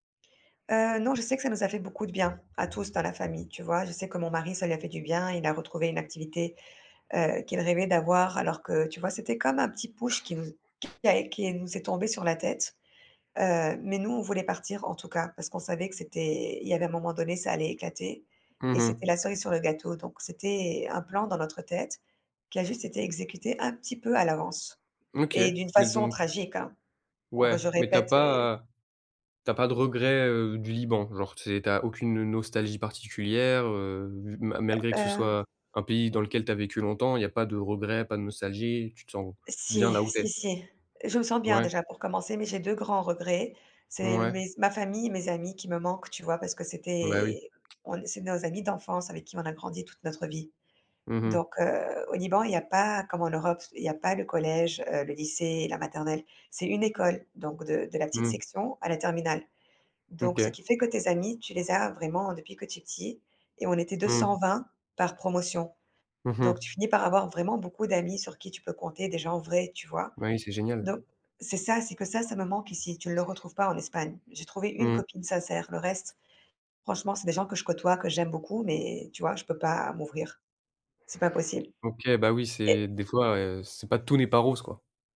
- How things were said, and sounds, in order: other background noise
- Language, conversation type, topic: French, advice, Comment vivez-vous le fait de vous sentir un peu perdu(e) sur le plan identitaire après un changement de pays ou de région ?
- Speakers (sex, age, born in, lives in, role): female, 35-39, France, Spain, user; male, 20-24, France, France, advisor